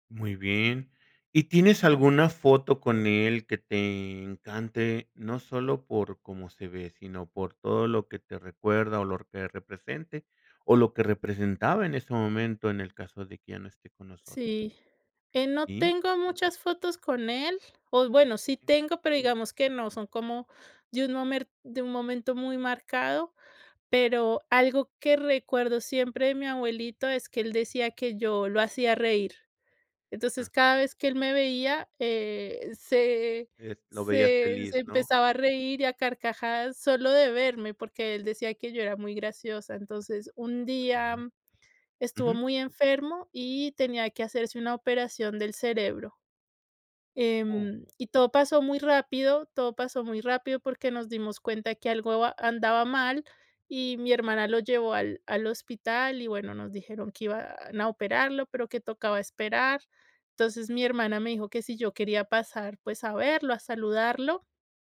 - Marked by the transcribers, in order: tapping
- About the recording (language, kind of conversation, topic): Spanish, podcast, ¿Qué recuerdo atesoras de tus abuelos?